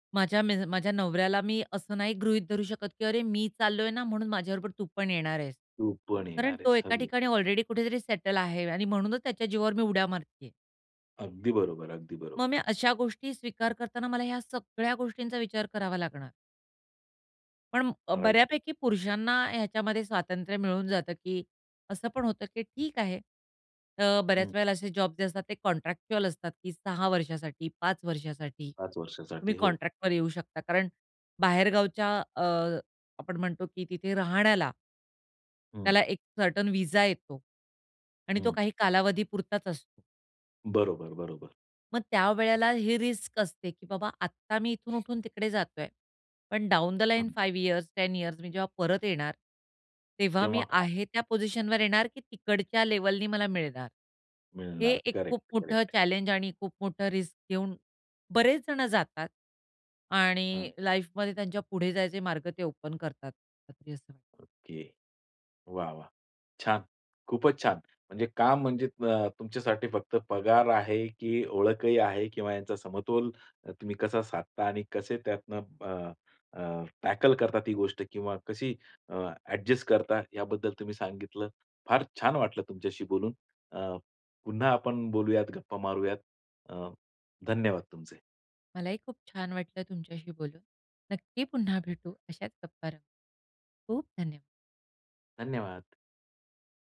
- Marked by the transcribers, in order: in English: "राइट"; in English: "रिस्क"; other noise; in English: "डाउन द लाईन फाइव्ह इयर्स, टेन इयर्स"; in English: "रिस्क"; in English: "लाईफमध्ये"; in English: "ओपन"; in English: "टॅकल"
- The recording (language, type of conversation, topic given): Marathi, podcast, काम म्हणजे तुमच्यासाठी फक्त पगार आहे की तुमची ओळखही आहे?